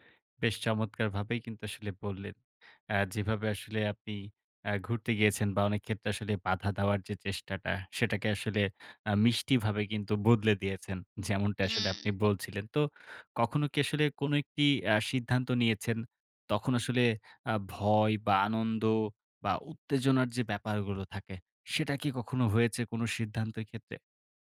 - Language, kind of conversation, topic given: Bengali, podcast, জীবনে আপনি সবচেয়ে সাহসী সিদ্ধান্তটি কী নিয়েছিলেন?
- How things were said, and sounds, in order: other background noise